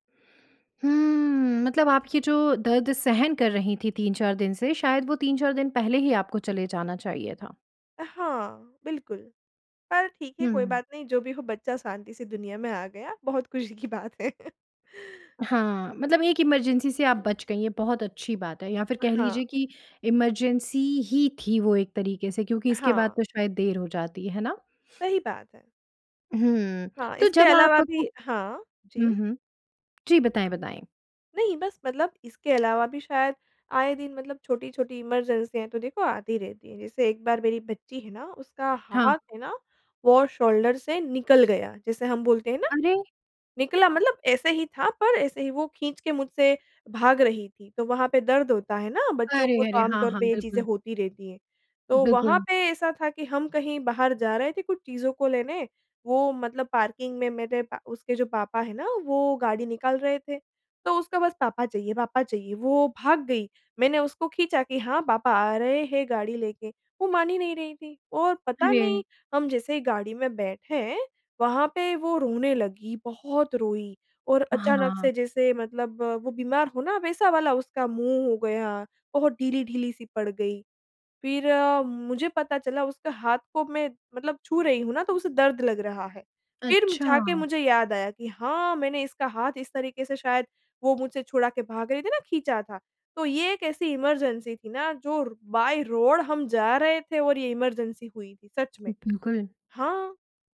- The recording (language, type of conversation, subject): Hindi, podcast, क्या आपने कभी किसी आपातकाल में ठंडे दिमाग से काम लिया है? कृपया एक उदाहरण बताइए।
- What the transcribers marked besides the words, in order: laughing while speaking: "है"; chuckle; in English: "इमरजेंसी"; in English: "इमरजेंसी"; tapping; in English: "शोल्डर"; other background noise; in English: "इमरजेंसी"; in English: "बाय"; in English: "इमरजेंसी"